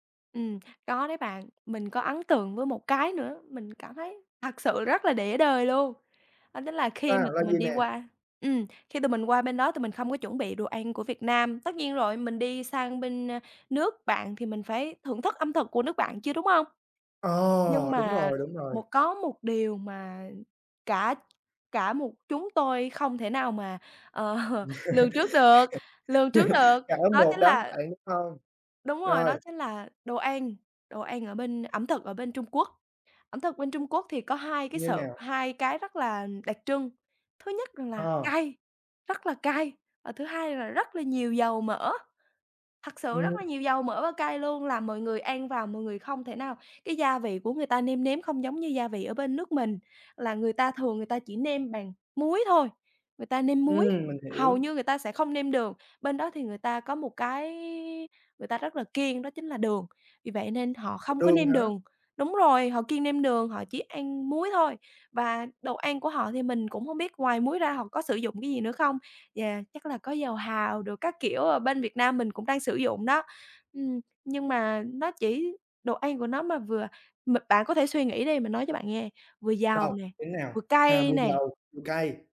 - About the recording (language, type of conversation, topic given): Vietnamese, podcast, Bạn đã từng có chuyến du lịch để đời chưa? Kể xem?
- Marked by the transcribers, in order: tapping; other background noise; laugh; laughing while speaking: "ờ"